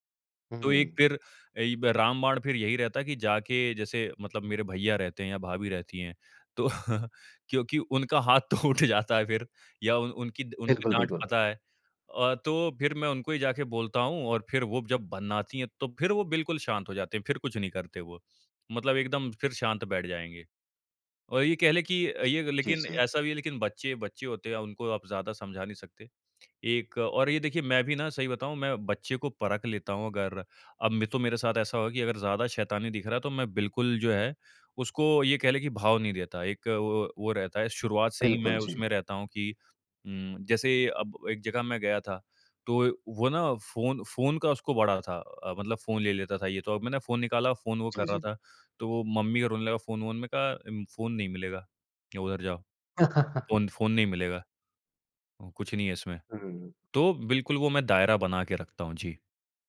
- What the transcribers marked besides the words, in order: tapping; laughing while speaking: "तो"; laughing while speaking: "तो उठ जाता है फिर"; chuckle
- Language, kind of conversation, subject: Hindi, podcast, कोई बार-बार आपकी हद पार करे तो आप क्या करते हैं?